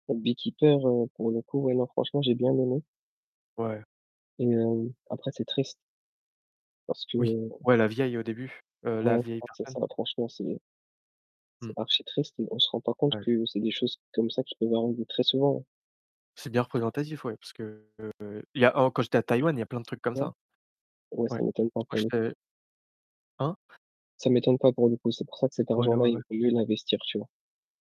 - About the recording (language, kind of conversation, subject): French, unstructured, Que feriez-vous pour lutter contre les inégalités sociales ?
- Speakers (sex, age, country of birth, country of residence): male, 30-34, France, France; male, 30-34, France, France
- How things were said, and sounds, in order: tapping; distorted speech; unintelligible speech; unintelligible speech; other background noise; static